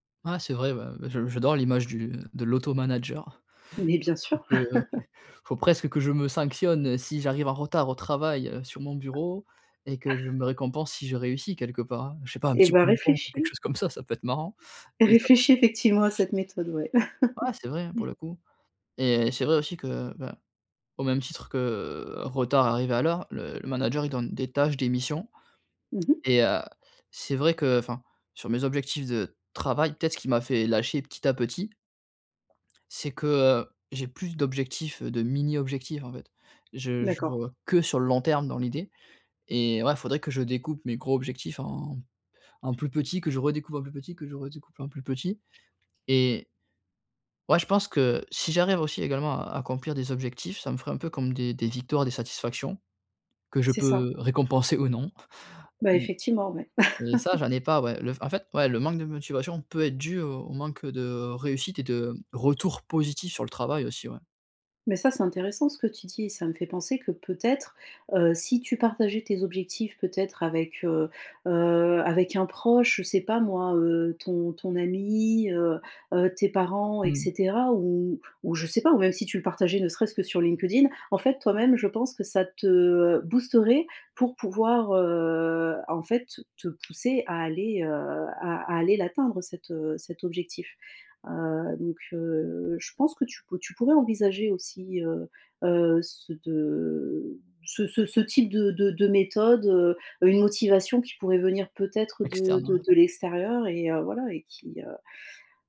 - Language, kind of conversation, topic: French, advice, Pourquoi est-ce que je me sens coupable après avoir manqué des sessions créatives ?
- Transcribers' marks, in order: chuckle; other background noise; tapping; chuckle; unintelligible speech; chuckle; tongue click; stressed: "travail"; chuckle